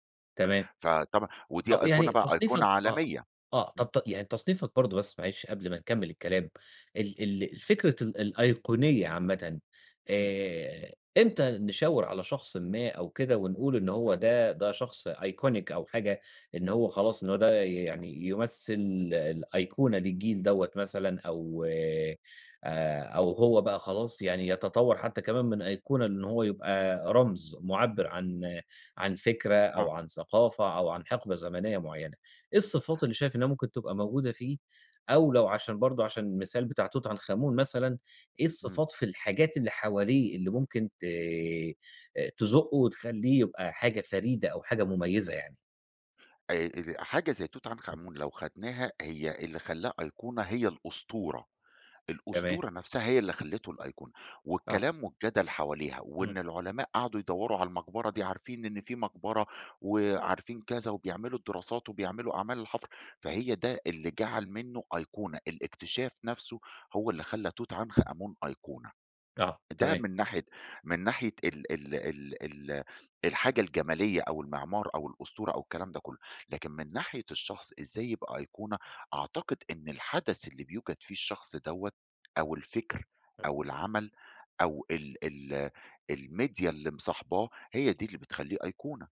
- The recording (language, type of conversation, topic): Arabic, podcast, إيه اللي بيخلّي الأيقونة تفضل محفورة في الذاكرة وليها قيمة مع مرور السنين؟
- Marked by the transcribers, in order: in English: "iconic"; in English: "الميديا"